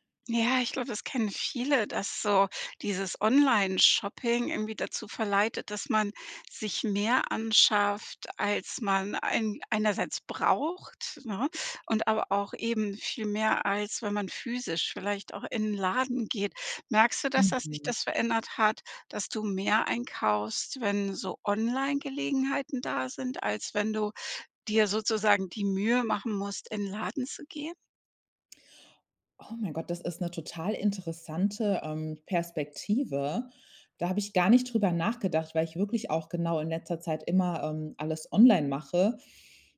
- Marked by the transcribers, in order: surprised: "Oh mein Gott, das ist 'ne total interessante, ähm, Perspektive"
- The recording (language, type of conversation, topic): German, advice, Wie kann ich es schaffen, konsequent Geld zu sparen und mein Budget einzuhalten?